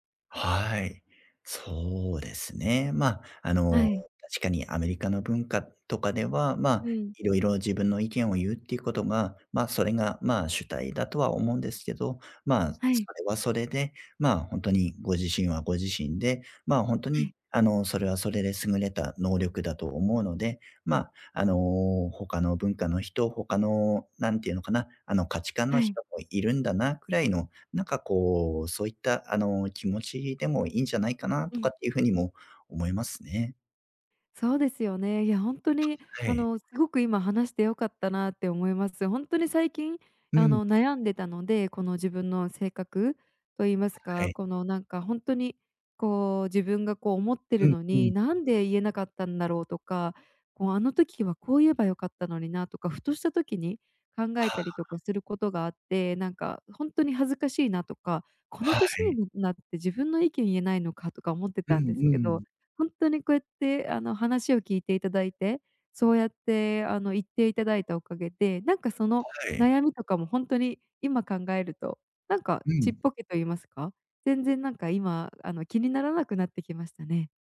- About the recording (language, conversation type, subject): Japanese, advice, 他人の評価が気になって自分の考えを言えないとき、どうすればいいですか？
- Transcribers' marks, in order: none